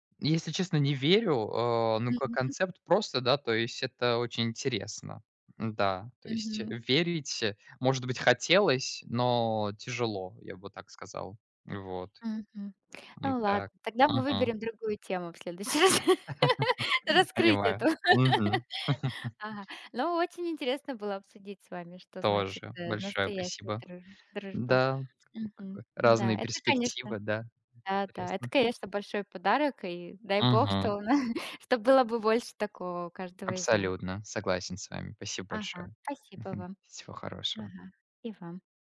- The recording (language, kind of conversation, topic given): Russian, unstructured, Что для вас значит настоящая дружба?
- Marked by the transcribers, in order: laugh; tapping; "спасибо" said as "пасиба"; laughing while speaking: "на"